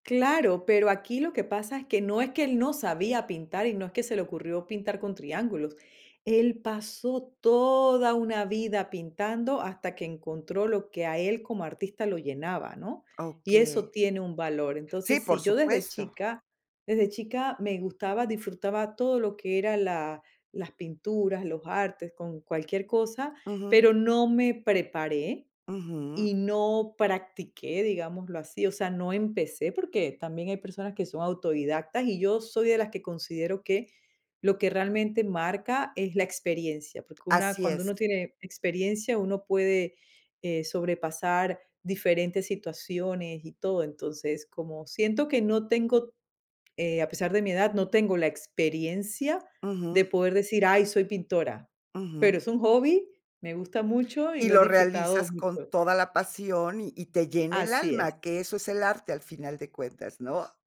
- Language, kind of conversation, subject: Spanish, podcast, ¿De dónde te viene la inspiración?
- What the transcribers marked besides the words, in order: none